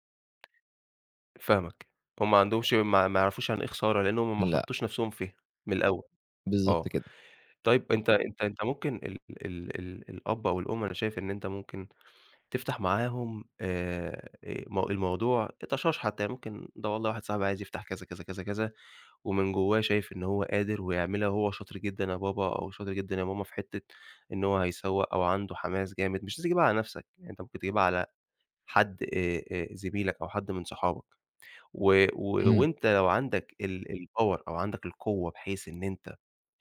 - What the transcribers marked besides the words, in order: tapping; in English: "الpower"
- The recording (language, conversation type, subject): Arabic, advice, إزاي أقدر أتخطّى إحساس العجز عن إني أبدأ مشروع إبداعي رغم إني متحمّس وعندي رغبة؟